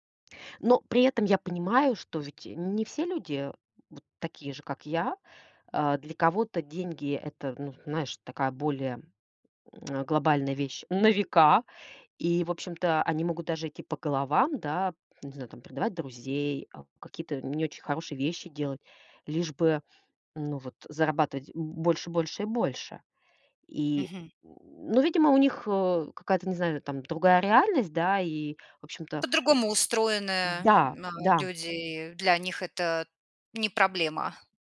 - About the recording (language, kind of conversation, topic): Russian, podcast, Что для тебя важнее: деньги или смысл работы?
- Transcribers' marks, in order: tapping